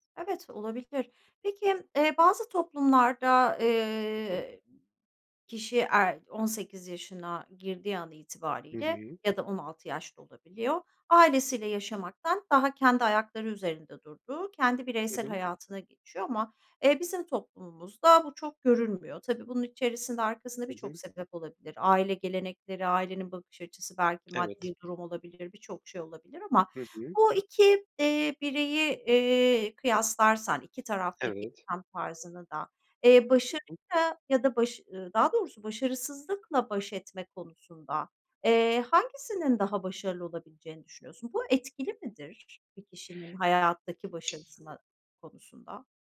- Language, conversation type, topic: Turkish, podcast, Başarısızlıkla karşılaştığında ne yaparsın?
- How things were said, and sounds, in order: other background noise